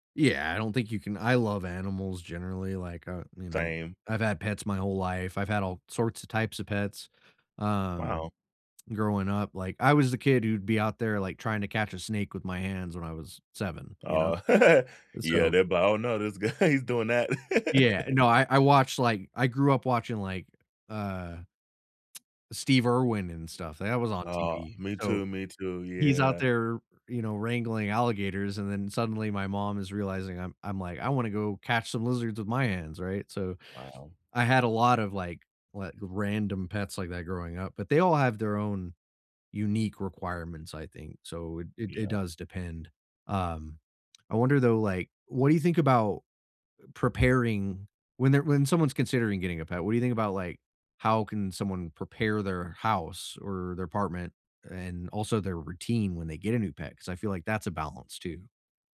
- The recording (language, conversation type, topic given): English, unstructured, What should people consider before getting a pet for the first time?
- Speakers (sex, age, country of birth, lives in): male, 35-39, United States, United States; male, 35-39, United States, United States
- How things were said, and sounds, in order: tapping; chuckle; laughing while speaking: "guy"; laugh; tsk